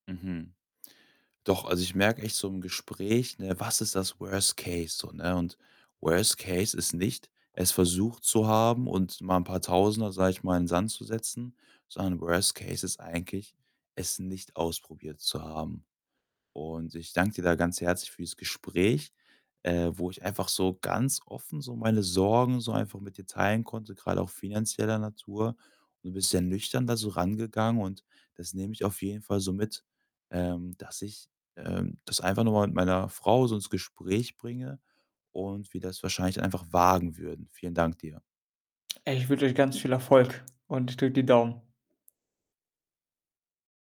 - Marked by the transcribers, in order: in English: "Worst Case"; in English: "Worst Case"; tapping; other background noise; in English: "Worst Case"; static
- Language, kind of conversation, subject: German, advice, Wie kann ich eine eigene Firma gründen und die finanziellen Risiken verantwortungsvoll tragen?